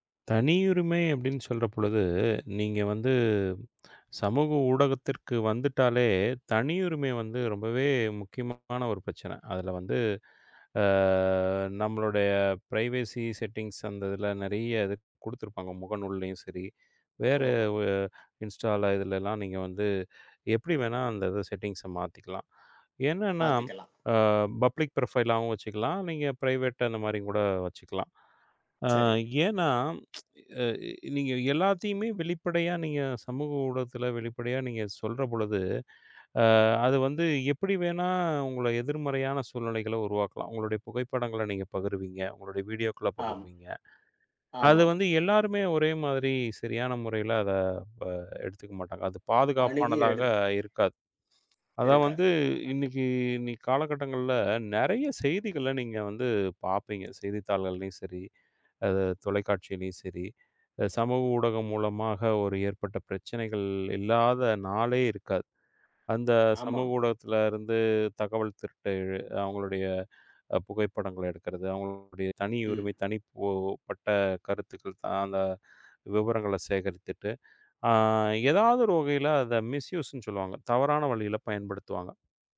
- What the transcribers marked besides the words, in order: lip smack; drawn out: "ஆ"; in another language: "ப்ரைவசி செட்டிங்ஸ்"; in another language: "செட்டிங்ஸ்"; in another language: "பப்ளிக் ப்ரோஃபைலாவும்"; in another language: "பிரைவேட்"; tsk; other noise; in another language: "மிஸ்யூஸ்ன்னு"
- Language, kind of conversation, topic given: Tamil, podcast, சமூக ஊடகங்களில் தனியுரிமை பிரச்சினைகளை எப்படிக் கையாளலாம்?